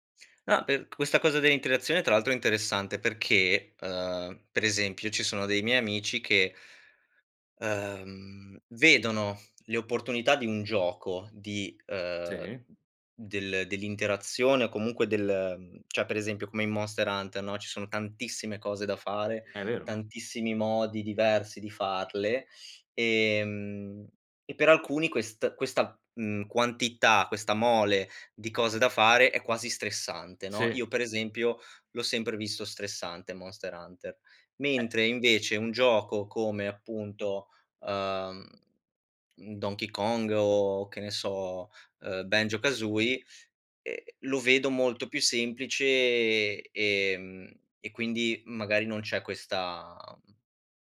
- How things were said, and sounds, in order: tapping; other background noise
- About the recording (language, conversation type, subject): Italian, podcast, Quale hobby ti fa dimenticare il tempo?